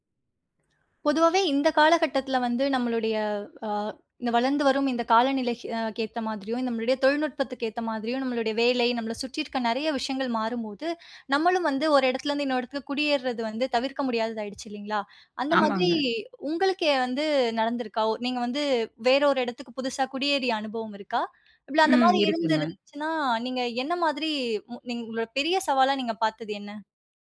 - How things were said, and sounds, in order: tapping
- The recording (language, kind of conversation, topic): Tamil, podcast, குடியேறும் போது நீங்கள் முதன்மையாக சந்திக்கும் சவால்கள் என்ன?